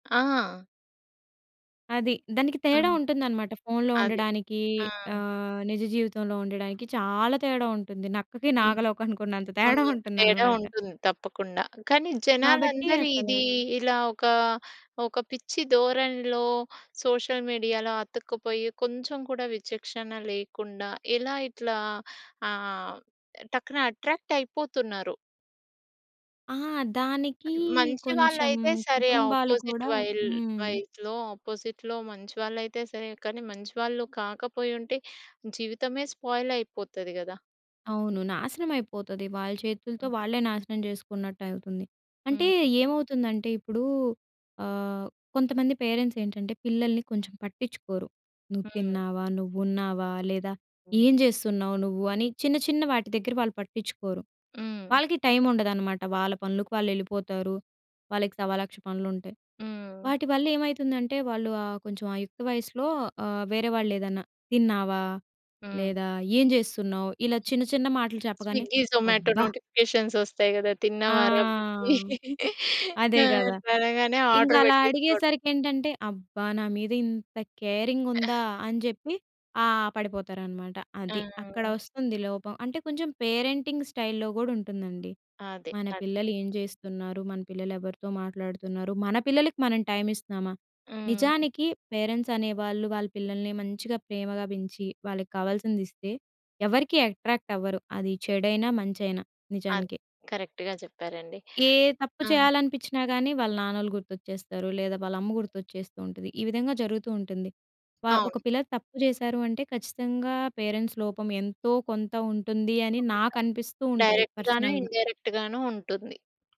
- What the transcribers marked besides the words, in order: in English: "సోషల్ మీడియాలో"; in English: "అట్రాక్ట్"; in English: "అపోజిట్"; in English: "వైస్‌లో అపోజిట్‌లో"; other background noise; in English: "స్విగ్గీ, జొమాటో నోటిఫికేషన్స్"; stressed: "అబ్బ!"; drawn out: "ఆ!"; laughing while speaking: "బుజ్జీ. ఆ!"; in English: "ఆర్డర్"; stressed: "ఇంత"; other noise; in English: "పేరెంటింగ్ స్టైల్‌లో"; in English: "పేరెంట్స్"; in English: "అట్రాక్ట్"; in English: "కరెక్ట్‌గా"; in English: "పేరెంట్స్"; in English: "డైరెక్ట్‌గానే"; in English: "పర్సనల్‌గా"; tapping
- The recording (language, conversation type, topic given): Telugu, podcast, సోషల్ మీడియా భవిష్యత్తు మన సామాజిక సంబంధాలను ఎలా ప్రభావితం చేస్తుంది?